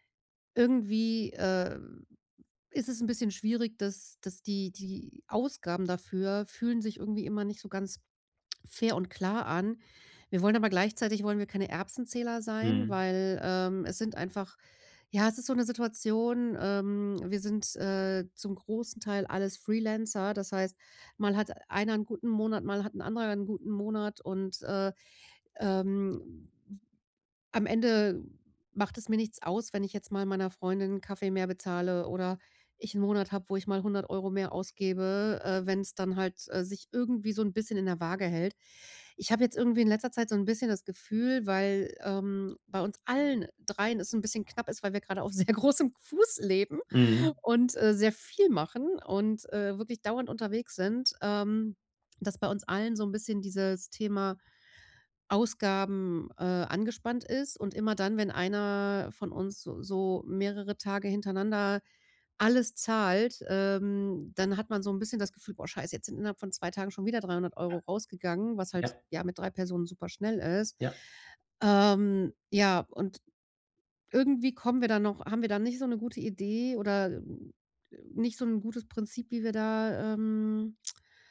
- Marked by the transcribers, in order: other background noise; laughing while speaking: "sehr großem"
- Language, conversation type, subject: German, advice, Wie können wir unsere gemeinsamen Ausgaben fair und klar regeln?